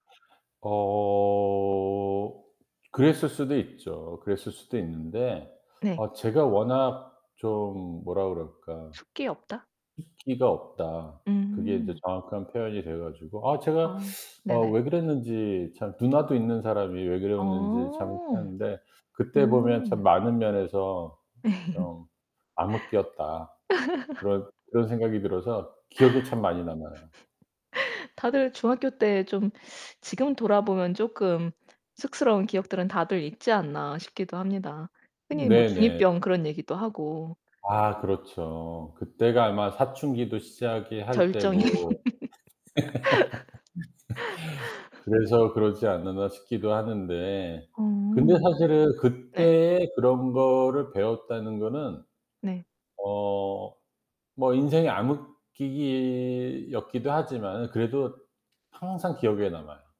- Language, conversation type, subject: Korean, podcast, 가장 기억에 남는 취미 경험은 무엇인가요?
- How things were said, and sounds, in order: drawn out: "어"; distorted speech; other background noise; laugh; laugh; laughing while speaking: "절정이"; laugh